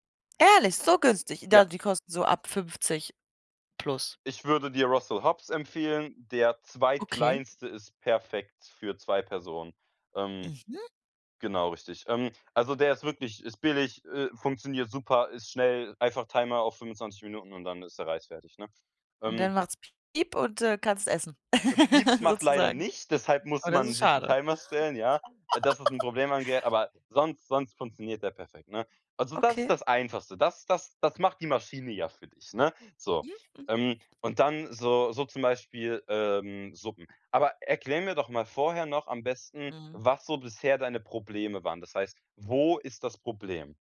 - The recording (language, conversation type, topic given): German, advice, Wie kann ich selbstbewusster und sicherer kochen lernen?
- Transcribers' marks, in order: laugh; laugh